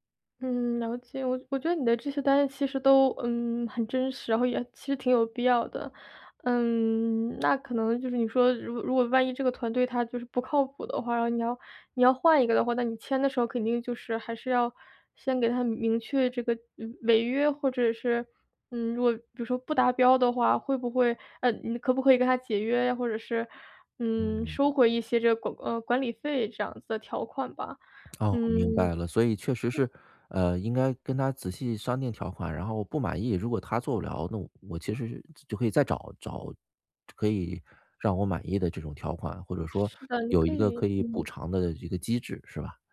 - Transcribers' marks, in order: other background noise
- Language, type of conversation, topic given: Chinese, advice, 我怎样通过外包节省更多时间？